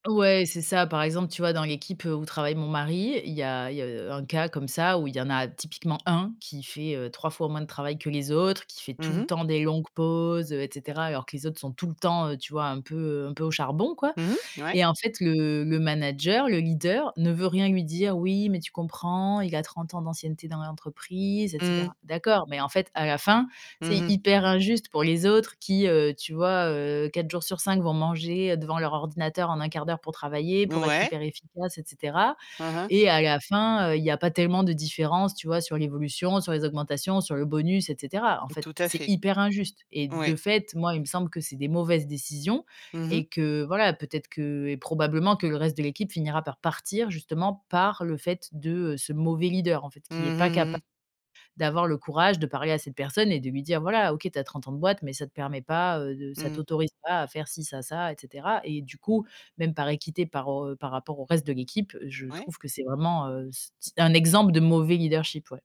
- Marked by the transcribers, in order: stressed: "un"; put-on voice: "Oui, mais tu comprends, il … l'entreprise, et cetera"; stressed: "hyper"; stressed: "leader"
- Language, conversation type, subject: French, podcast, Qu’est-ce qui, pour toi, fait un bon leader ?